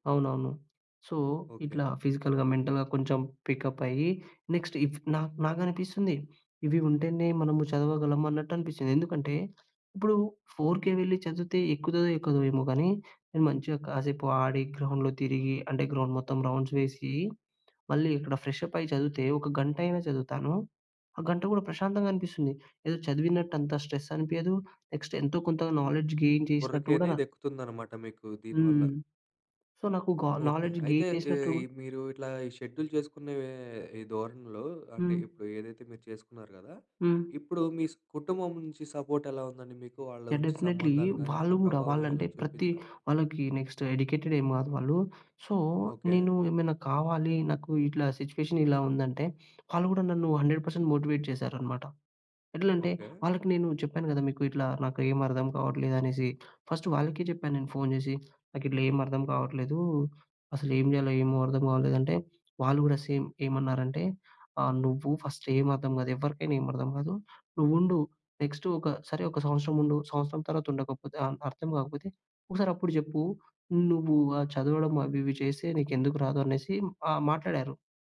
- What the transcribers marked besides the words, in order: tapping; in English: "సో"; in English: "ఫిజికల్‌గా, మెంటల్‌గా"; in English: "నెక్స్ట్ ఇఫ్"; in English: "ఫోర్‌కే"; other background noise; in English: "గ్రౌండ్‍లో"; in English: "గ్రౌండ్"; in English: "రౌండ్స్"; in English: "స్ట్రెస్"; in English: "నెక్స్ట్"; in English: "నాలెడ్జ్ గెయిన్"; in English: "సో"; in English: "నాలెడ్జ్ గెయిన్"; in English: "షెడ్యూల్"; in English: "డెఫినిట్లీ"; in English: "సో"; in English: "హండ్రెడ్ పర్సెంట్ మోటివేట్"; tsk; in English: "సేమ్"
- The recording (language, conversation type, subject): Telugu, podcast, మీ జీవితంలో జరిగిన ఒక పెద్ద మార్పు గురించి వివరంగా చెప్పగలరా?
- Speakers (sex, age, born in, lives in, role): male, 20-24, India, India, guest; male, 25-29, India, India, host